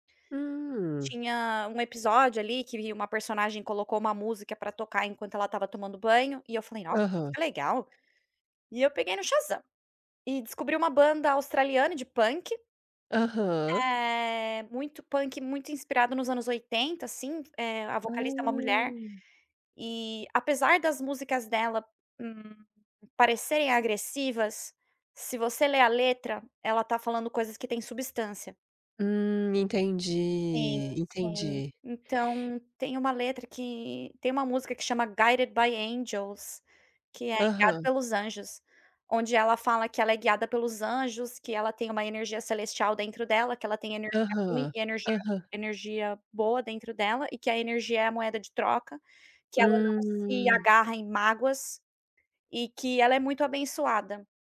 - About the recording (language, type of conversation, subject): Portuguese, podcast, Como você escolhe novas músicas para ouvir?
- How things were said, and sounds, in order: none